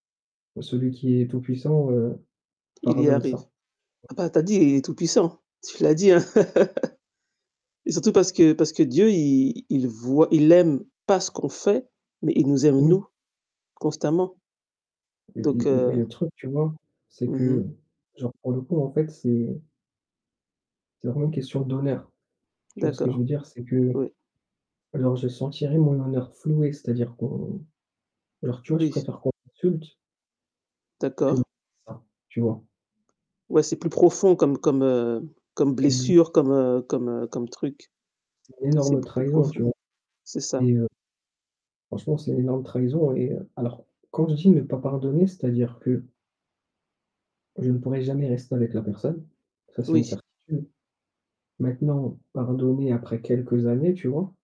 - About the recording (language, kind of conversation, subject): French, unstructured, Crois-tu que tout le monde mérite une seconde chance ?
- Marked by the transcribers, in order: static; other background noise; laugh; distorted speech; tapping